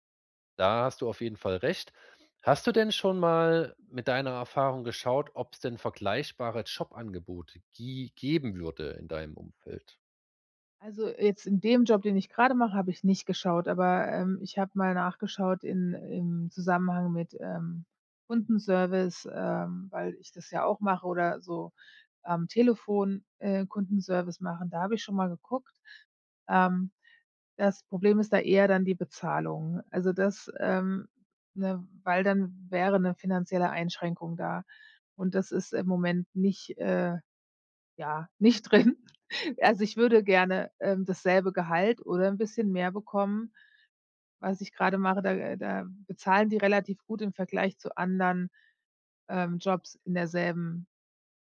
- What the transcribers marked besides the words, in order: laughing while speaking: "drin"; chuckle
- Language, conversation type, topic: German, advice, Ist jetzt der richtige Zeitpunkt für einen Jobwechsel?